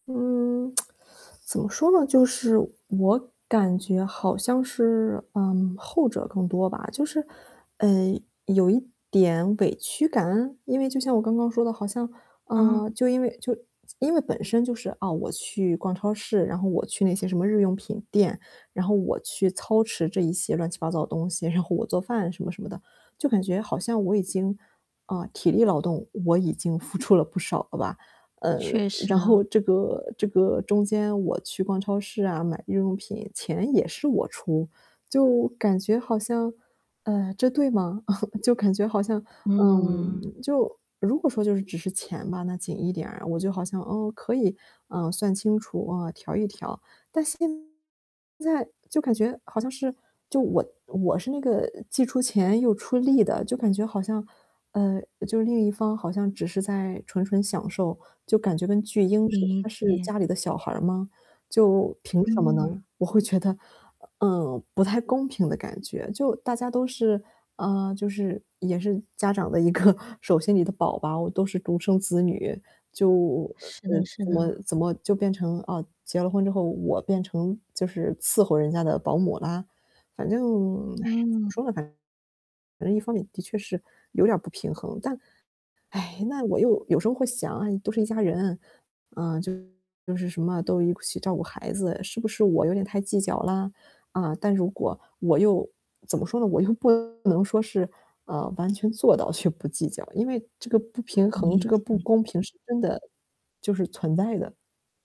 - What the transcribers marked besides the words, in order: static; tsk; chuckle; distorted speech; laughing while speaking: "个"; laughing while speaking: "就"
- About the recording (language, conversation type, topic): Chinese, advice, 我们可以如何协商家庭开支分配，让预算更公平？